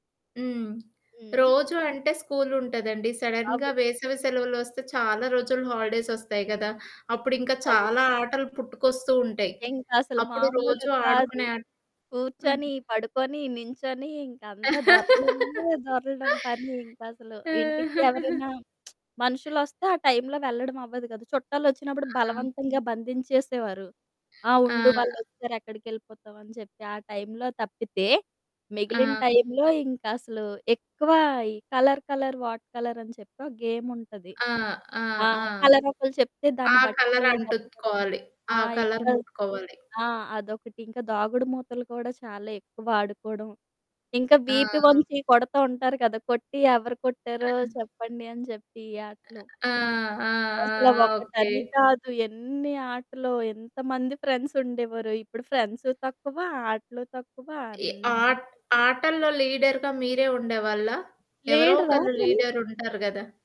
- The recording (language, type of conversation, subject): Telugu, podcast, మీ చిన్నప్పటిలో మీకు అత్యంత ఇష్టమైన ఆట ఏది, దాని గురించి చెప్పగలరా?
- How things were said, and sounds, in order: in English: "సడన్‌గా"; laugh; lip smack; chuckle; in English: "కలర్, కలర్ వాట్ కలర్"; in English: "కలర్"; unintelligible speech; static; in English: "లీడర్‌గా"; in English: "లీడర్"